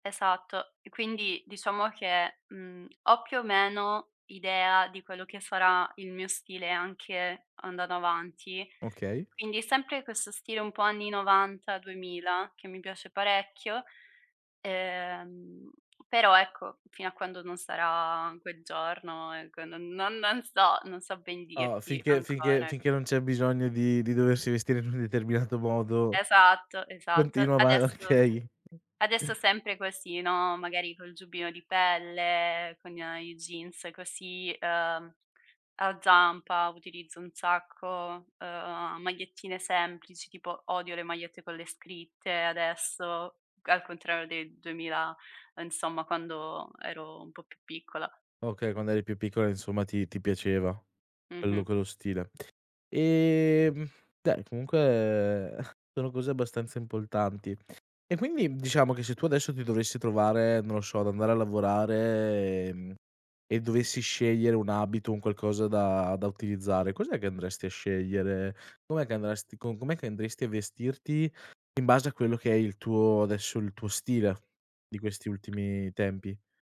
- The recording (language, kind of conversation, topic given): Italian, podcast, Come è cambiato il tuo stile nel corso degli anni?
- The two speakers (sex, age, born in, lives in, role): female, 25-29, Italy, Italy, guest; male, 20-24, Italy, Italy, host
- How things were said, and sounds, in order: "andando" said as "andano"; laughing while speaking: "okay"; chuckle; "importanti" said as "impoltanti"; tapping